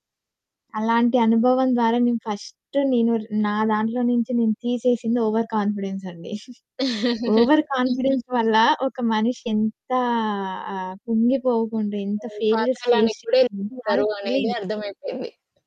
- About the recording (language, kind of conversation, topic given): Telugu, podcast, మీ జీవితంలో ఎదురైన ఒక ఎదురుదెబ్బ నుంచి మీరు ఎలా మళ్లీ నిలబడ్డారు?
- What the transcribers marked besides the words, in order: in English: "ఫస్ట్"; in English: "ఓవర్ కాన్ఫిడెన్స్"; chuckle; in English: "ఓవర్ కాన్ఫిడెన్స్"; in English: "ఫెయిల్యూర్స్ ఫేస్"; distorted speech